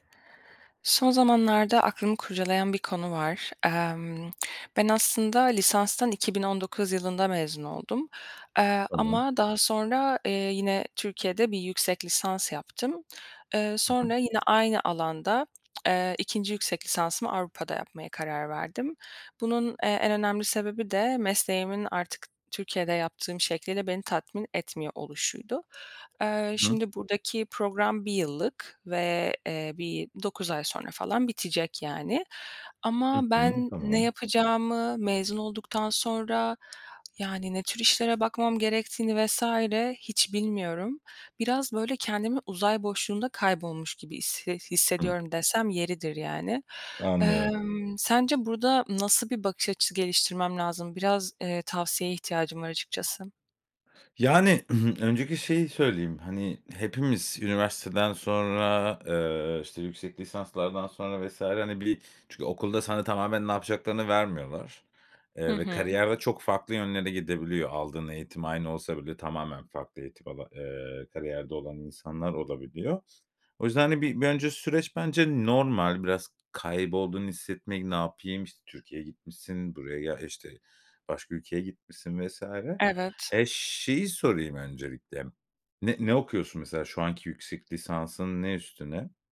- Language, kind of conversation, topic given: Turkish, advice, Mezuniyet sonrası ne yapmak istediğini ve amacını bulamıyor musun?
- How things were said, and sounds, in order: throat clearing